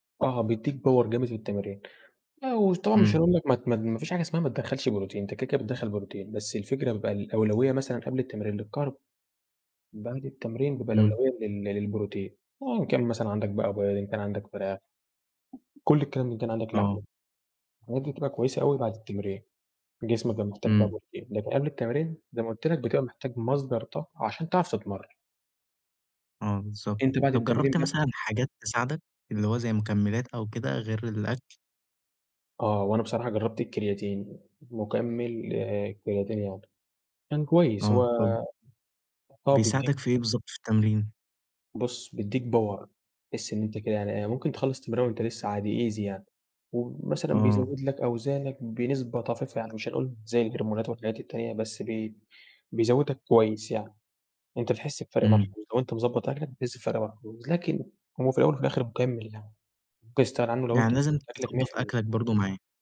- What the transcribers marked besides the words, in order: in English: "power"; tapping; in English: "للcarb"; other noise; unintelligible speech; in English: "Power"; in English: "Easy"
- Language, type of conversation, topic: Arabic, podcast, إزاي تحافظ على نشاطك البدني من غير ما تروح الجيم؟